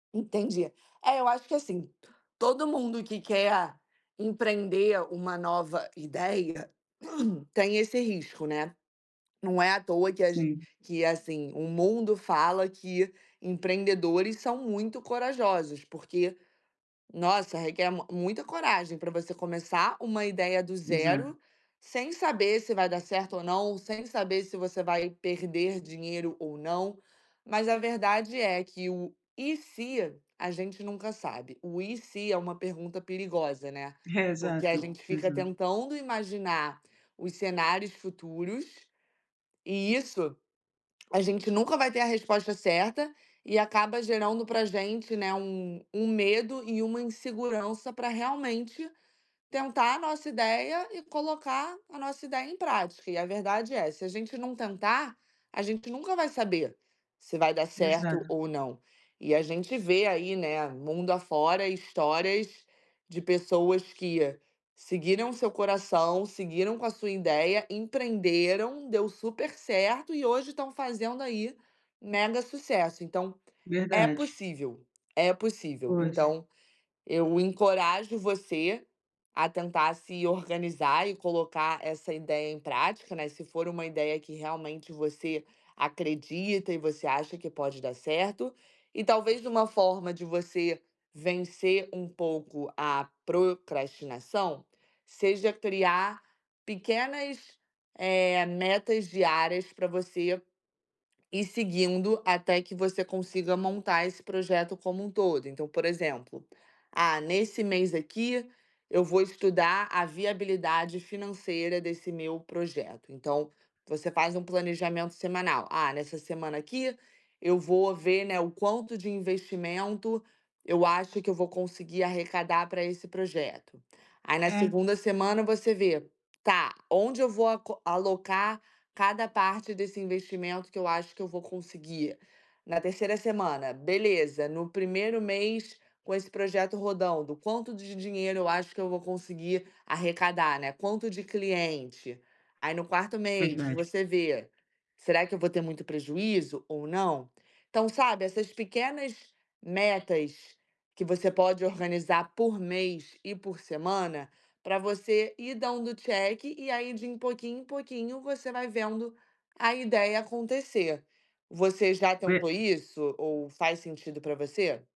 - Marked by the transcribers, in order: throat clearing; unintelligible speech; other background noise; in English: "check"; unintelligible speech
- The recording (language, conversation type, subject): Portuguese, advice, Como posso parar de pular entre ideias e terminar meus projetos criativos?